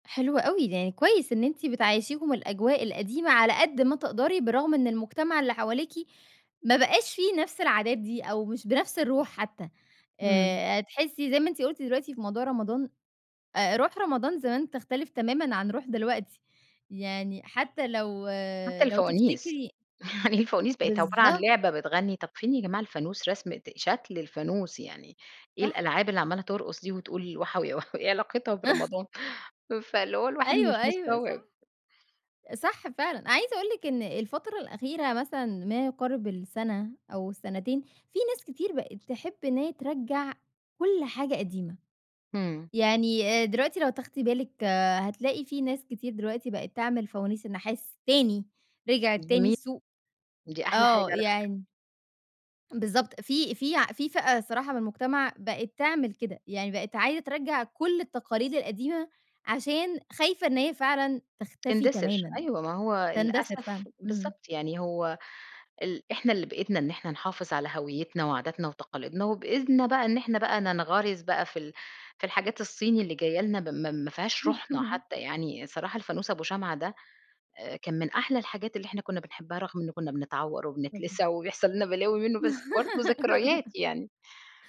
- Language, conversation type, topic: Arabic, podcast, إزاي تقاليدكم اتغيّرت مع الزمن؟
- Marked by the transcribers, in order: chuckle; laughing while speaking: "يا وحَوي، إيه علاقتها برمضان؟"; laugh; tapping; laugh; giggle